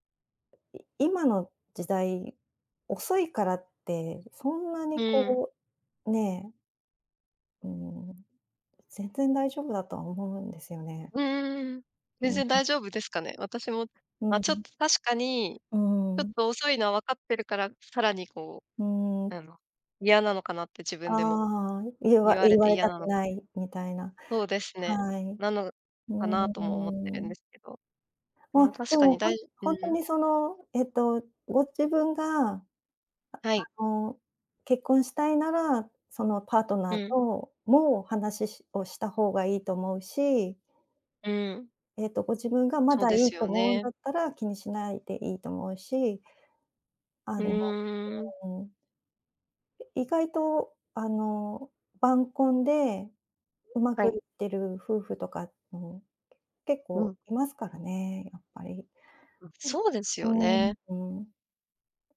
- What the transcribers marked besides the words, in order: tapping
- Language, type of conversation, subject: Japanese, advice, 親から結婚を急かされて悩んでいるのですが、どうしたらいいですか？